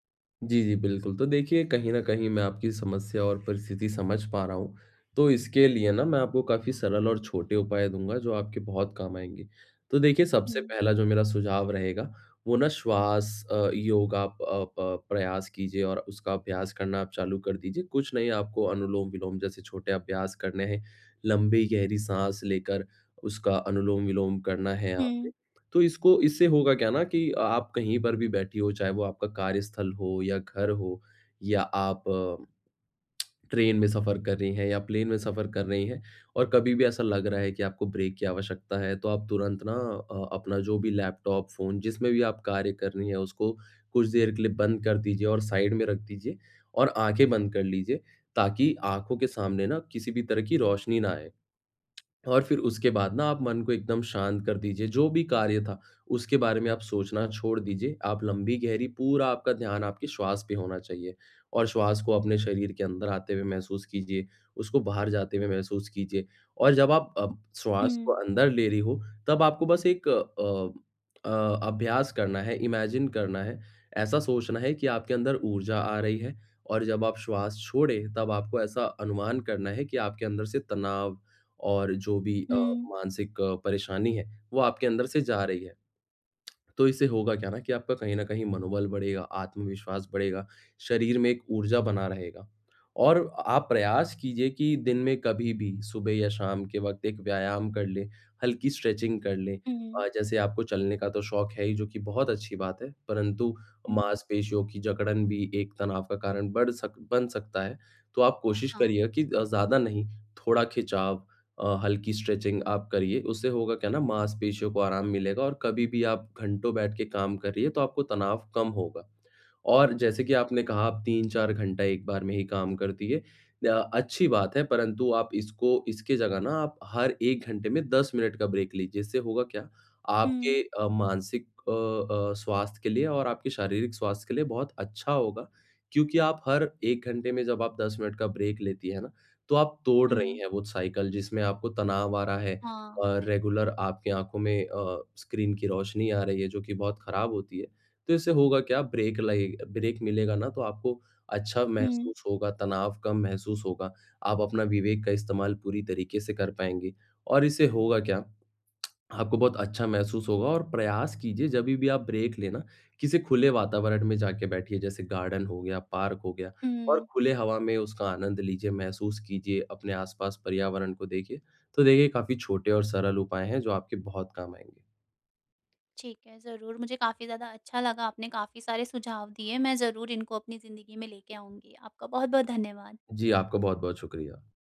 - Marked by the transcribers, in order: tongue click; in English: "ब्रेक"; in English: "साइड"; tongue click; in English: "इमेजिन"; tongue click; in English: "स्ट्रेचिंग"; in English: "स्ट्रेचिंग"; in English: "ब्रेक"; in English: "ब्रेक"; in English: "रेगुलर"; in English: "ब्रेक"; in English: "ब्रेक"; tongue click; in English: "ब्रेक"; in English: "गार्डन"
- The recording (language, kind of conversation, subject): Hindi, advice, काम के बीच में छोटी-छोटी ब्रेक लेकर मैं खुद को मानसिक रूप से तरोताज़ा कैसे रख सकता/सकती हूँ?